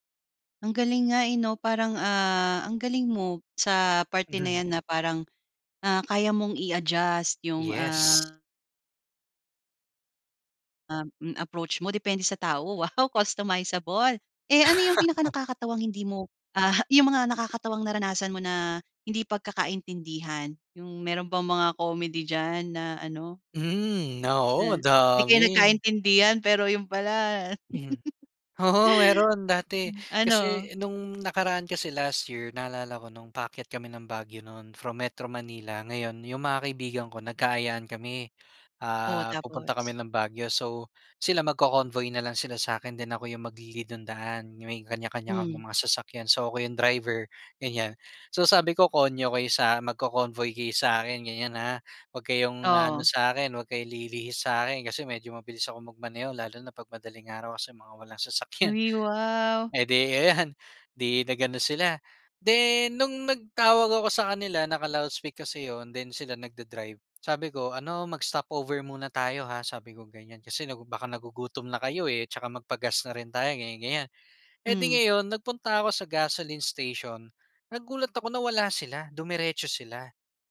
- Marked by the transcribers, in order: tapping; other background noise; joyful: "Wow, customizable!"; in English: "customizable!"; tongue click; laughing while speaking: "Oo, meron"; in English: "magco-convoy"; in English: "magco-convoy"; laughing while speaking: "sasakyan. Edi ayan"
- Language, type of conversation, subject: Filipino, podcast, Paano mo hinaharap ang hindi pagkakaintindihan?